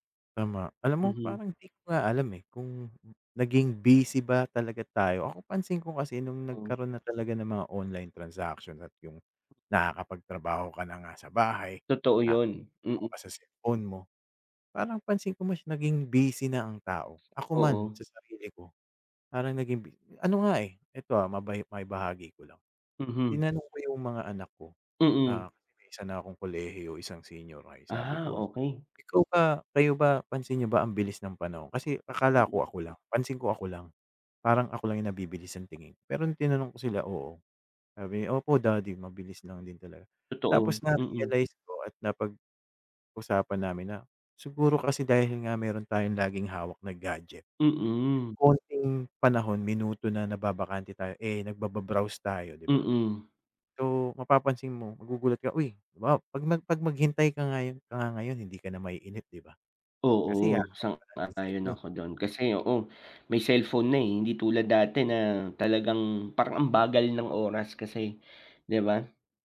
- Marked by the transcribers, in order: none
- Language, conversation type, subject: Filipino, unstructured, Paano mo gagamitin ang teknolohiya para mapadali ang buhay mo?